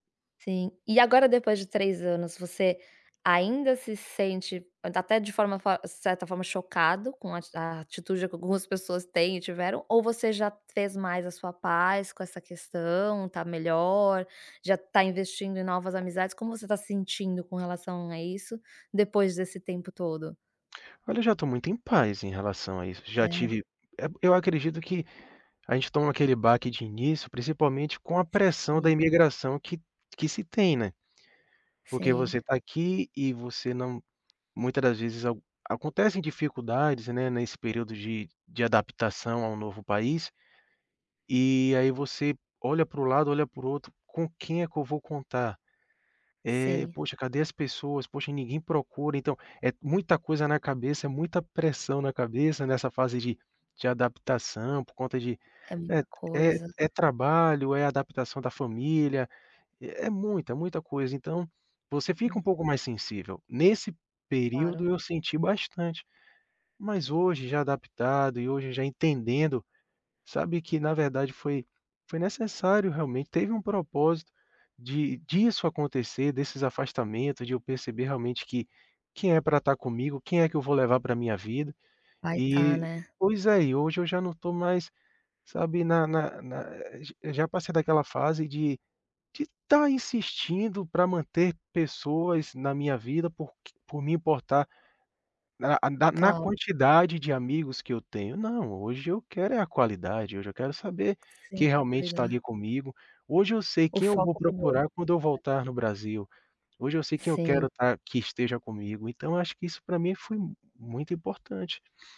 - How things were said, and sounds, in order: tapping; other background noise
- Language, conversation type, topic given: Portuguese, advice, Como manter uma amizade à distância com pouco contato?